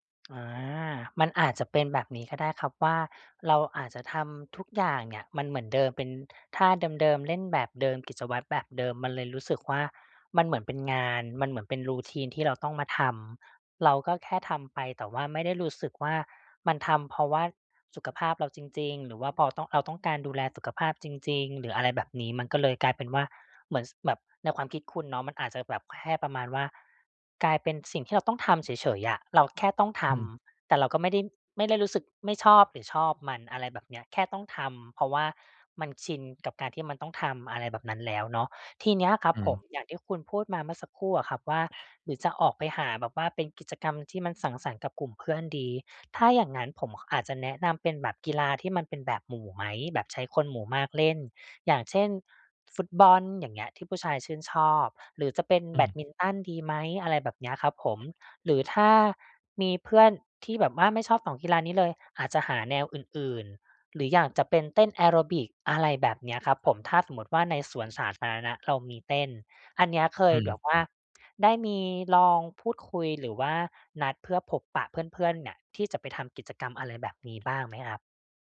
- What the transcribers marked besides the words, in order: in English: "routine"; "เรา" said as "เอา"; other background noise; tapping
- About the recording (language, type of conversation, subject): Thai, advice, จะเริ่มทำกิจกรรมผ่อนคลายแบบไม่ตั้งเป้าหมายอย่างไรดีเมื่อรู้สึกหมดไฟและไม่มีแรงจูงใจ?